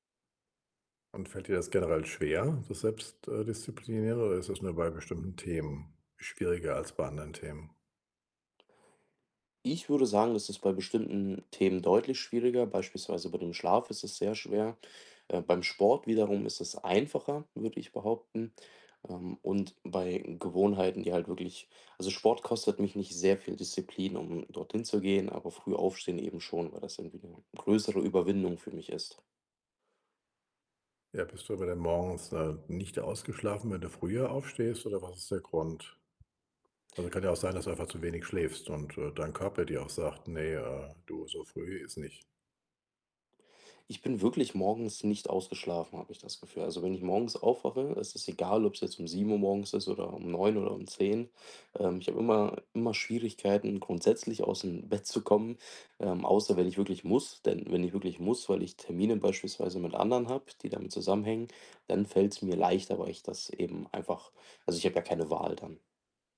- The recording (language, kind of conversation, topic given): German, advice, Wie kann ich schlechte Gewohnheiten langfristig und nachhaltig ändern?
- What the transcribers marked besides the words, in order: laughing while speaking: "Bett"